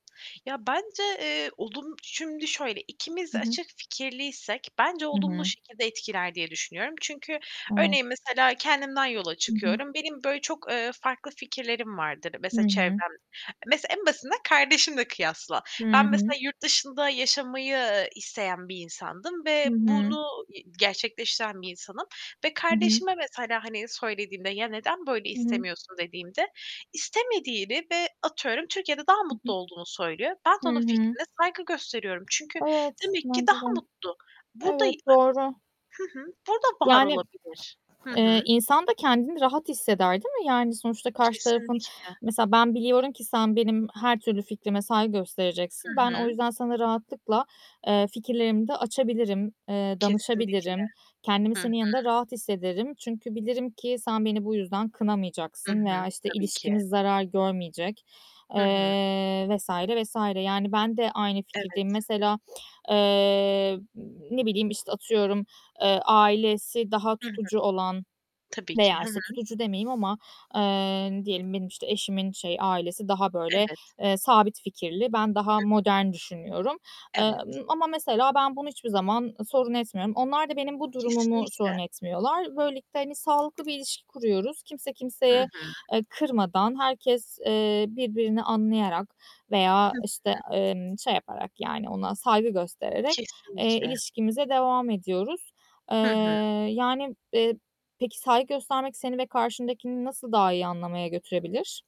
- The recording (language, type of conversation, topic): Turkish, unstructured, Karşındakinin fikrine katılmasan bile ona saygı göstermek neden önemlidir?
- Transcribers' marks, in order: tapping; static; distorted speech; other background noise